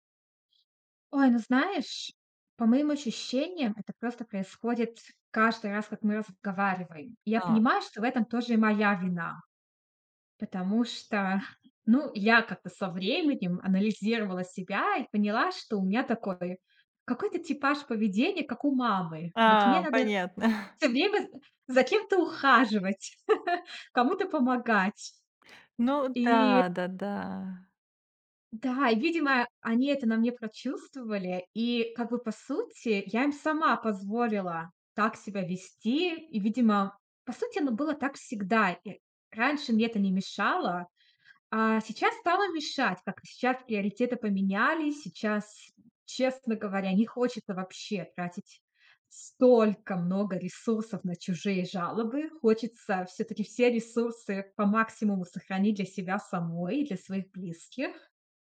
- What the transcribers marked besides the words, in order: chuckle; chuckle; tapping
- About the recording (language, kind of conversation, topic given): Russian, advice, Как поступить, если друзья постоянно пользуются мной и не уважают мои границы?